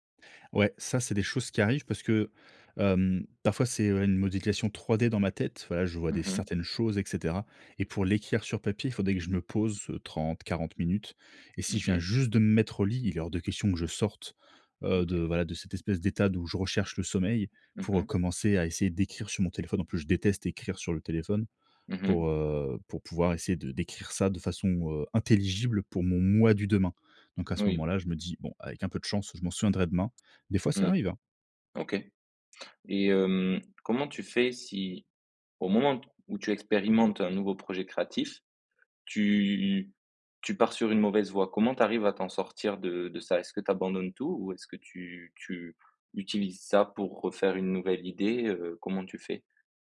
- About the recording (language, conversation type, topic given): French, podcast, Processus d’exploration au démarrage d’un nouveau projet créatif
- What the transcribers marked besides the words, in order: "modification" said as "modication"; stressed: "moi"